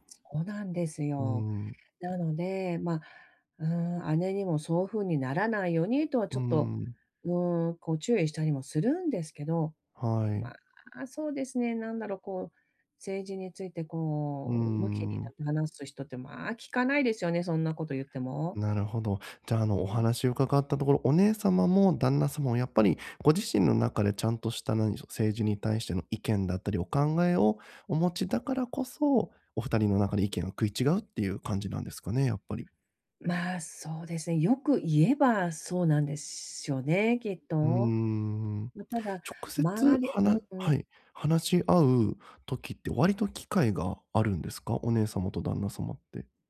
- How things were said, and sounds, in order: tapping
- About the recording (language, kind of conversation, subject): Japanese, advice, 意見が食い違うとき、どうすれば平和的に解決できますか？